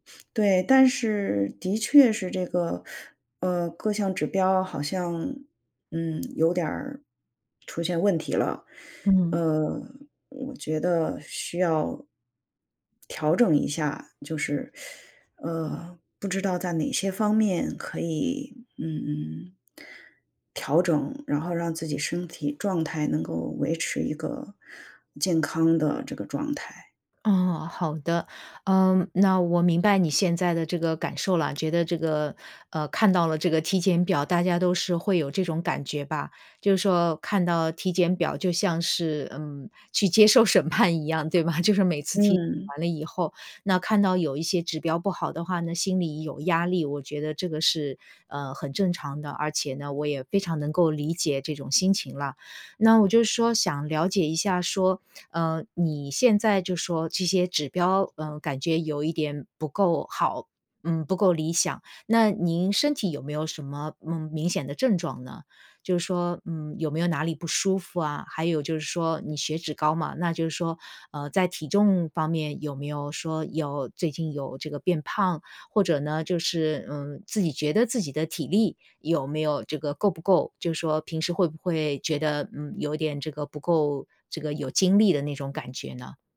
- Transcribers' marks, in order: teeth sucking; laughing while speaking: "审判"
- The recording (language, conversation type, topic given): Chinese, advice, 你最近出现了哪些身体健康变化，让你觉得需要调整生活方式？